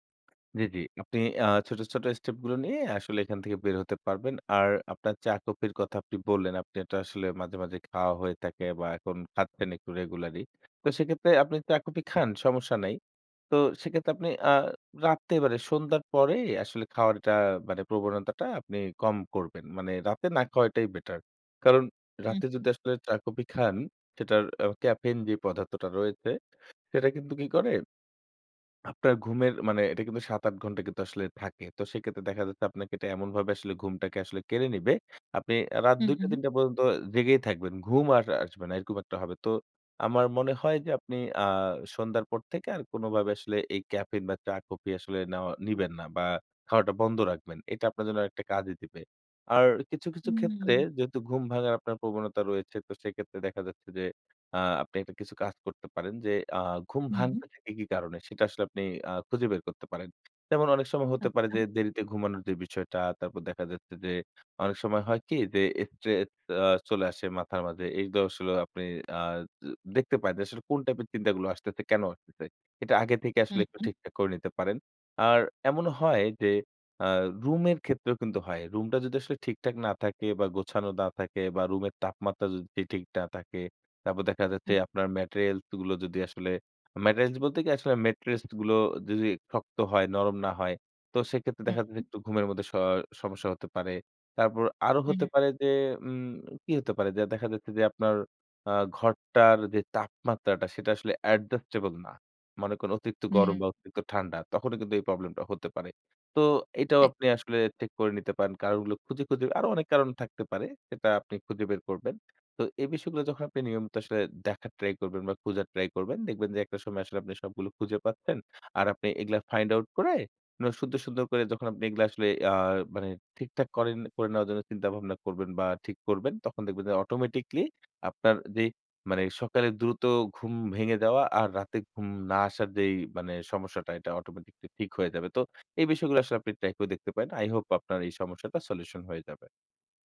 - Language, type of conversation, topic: Bengali, advice, সকালে খুব তাড়াতাড়ি ঘুম ভেঙে গেলে এবং রাতে আবার ঘুমাতে না পারলে কী করব?
- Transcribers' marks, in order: "কফি" said as "কপি"; "কফি" said as "কপি"; in English: "ক্যাফেইন"; in English: "ক্যাফেইন"; in English: "স্ট্রেস"; in English: "materials"; in English: "materials"; in English: "adjustable"; in English: "ফাইন্ড আউট"